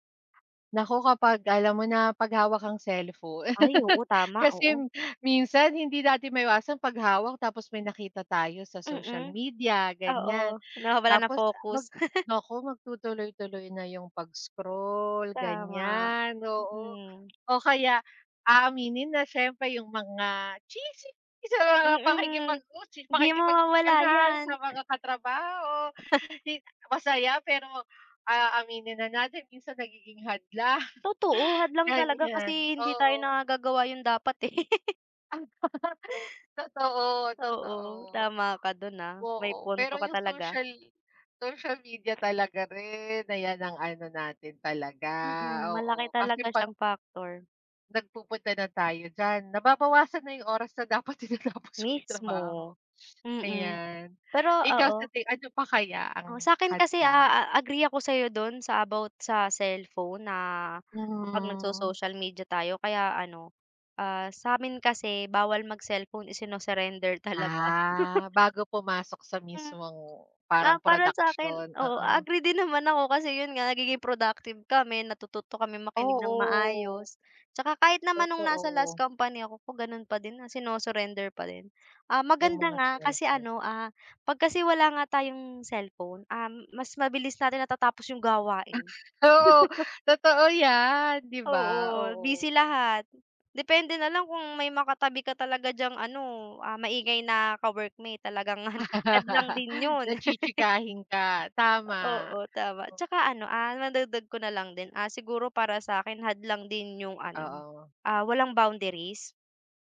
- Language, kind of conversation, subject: Filipino, unstructured, Ano ang mga tip mo para magkaroon ng magandang balanse sa pagitan ng trabaho at personal na buhay?
- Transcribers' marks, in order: other background noise; chuckle; chuckle; tapping; laughing while speaking: "sa mga"; chuckle; other noise; chuckle; laugh; chuckle; laughing while speaking: "na dapat tinatapos mo yung trabaho"; chuckle; chuckle; laugh; chuckle